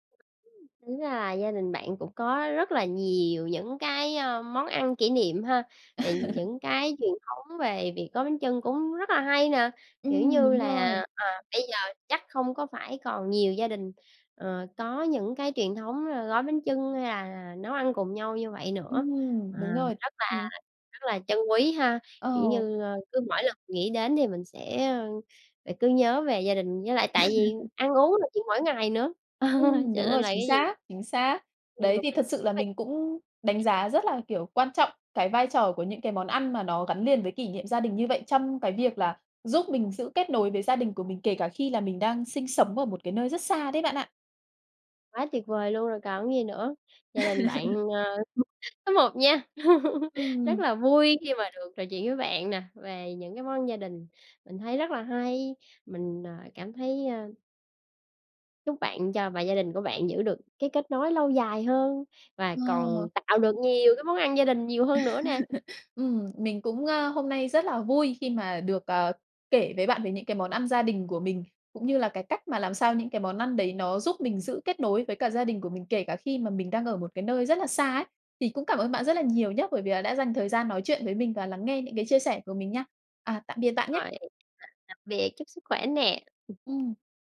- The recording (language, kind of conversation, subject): Vietnamese, podcast, Món ăn giúp bạn giữ kết nối với người thân ở xa như thế nào?
- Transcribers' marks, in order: tapping; laugh; laugh; laugh; unintelligible speech; laugh; laughing while speaking: "số một nha!"; laugh; laugh